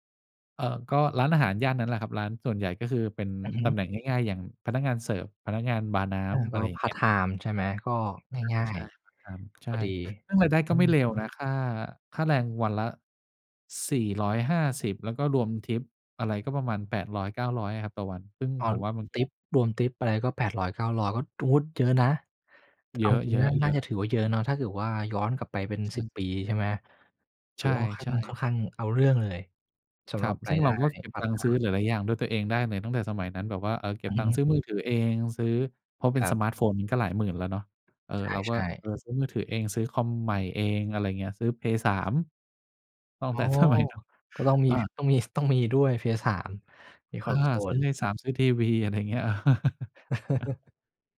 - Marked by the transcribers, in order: tapping; laughing while speaking: "สมัย"; in English: "console"; chuckle
- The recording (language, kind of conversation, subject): Thai, podcast, ตอนที่เริ่มอยู่คนเดียวครั้งแรกเป็นยังไงบ้าง